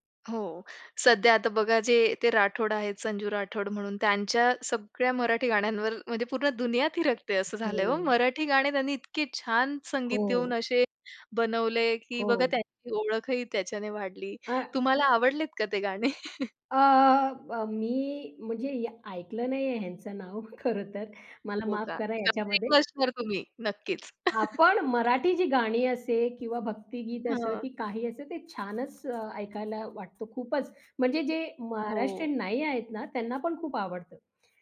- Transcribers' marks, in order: joyful: "पूर्ण दुनिया थिरकते असं झालंय … देऊन असे बनवले"; other background noise; chuckle; laughing while speaking: "खरं तर"; unintelligible speech; chuckle
- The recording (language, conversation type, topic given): Marathi, podcast, संगीताच्या माध्यमातून तुम्हाला स्वतःची ओळख कशी सापडते?